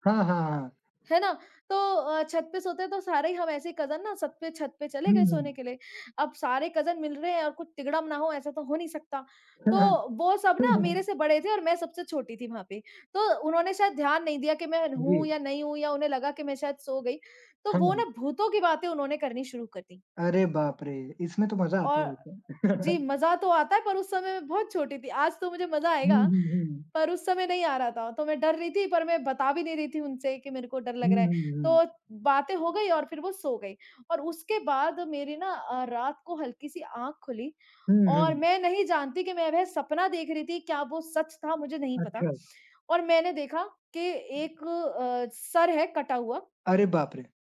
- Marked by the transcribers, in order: in English: "कज़िन"; chuckle; chuckle
- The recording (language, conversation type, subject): Hindi, unstructured, क्या यात्रा के दौरान आपको कभी कोई हैरान कर देने वाली कहानी मिली है?